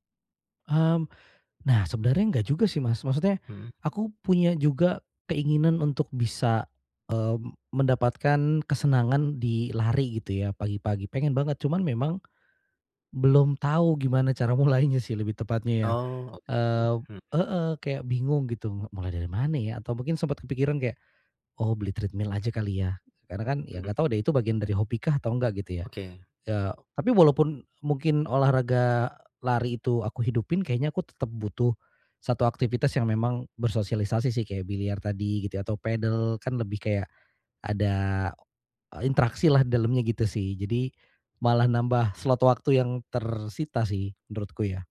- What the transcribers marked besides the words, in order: in English: "treadmill"
- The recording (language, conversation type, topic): Indonesian, advice, Bagaimana cara meluangkan lebih banyak waktu untuk hobi meski saya selalu sibuk?